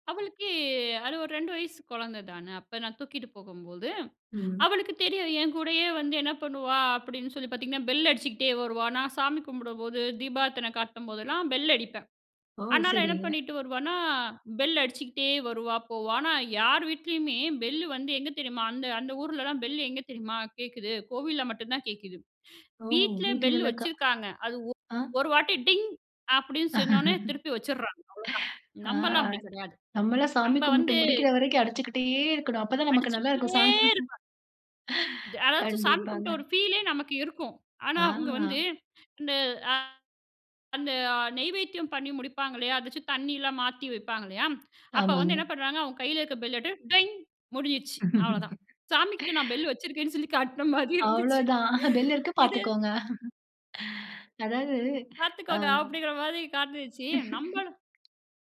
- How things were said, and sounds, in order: drawn out: "அவளுக்கு"; "அதனால" said as "அனால"; anticipating: "ஆ?"; "சொன்னோன்னே" said as "சின்னோன்னே"; laughing while speaking: "ஆ. நம்மெல்லாம் சாமி கும்பிட்டு முடிக்கிற … நல்லாருக்கும். சாமி கண்டிப்பாங்க"; drawn out: "அடிச்சுகிட்டே"; background speech; drawn out: "அடிச்சிக்கிட்டே"; drawn out: "ஆ"; tapping; "எடுத்து" said as "எட்டு"; laugh; other background noise; laughing while speaking: "சொல்லி காட்டுன மாரி இருந்துச்சு. இது"; laughing while speaking: "அவ்வளதான். பெல் இருக்கு பாத்துக்கோங்க"; chuckle
- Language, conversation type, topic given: Tamil, podcast, இடம் மாறிய பிறகு கலாசாரத்தை எப்படிக் காப்பாற்றினீர்கள்?